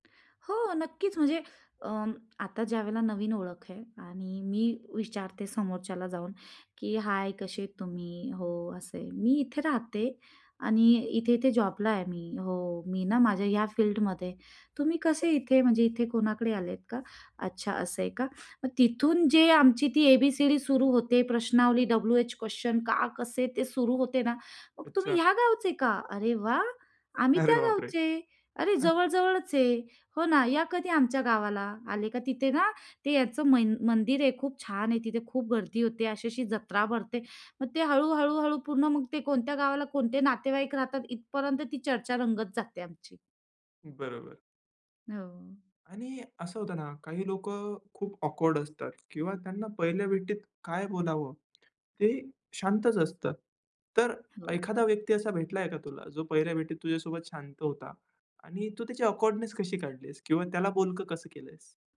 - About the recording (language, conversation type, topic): Marathi, podcast, नवीन लोकांशी संवाद कसा सुरू करता?
- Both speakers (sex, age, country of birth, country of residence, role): female, 30-34, India, India, guest; male, 20-24, India, India, host
- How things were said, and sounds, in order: in English: "फिल्डमध्ये"; anticipating: "तुम्ही ह्या गावचे का? अरे … रंगत जाते आमची"; laughing while speaking: "अरे बापरे!"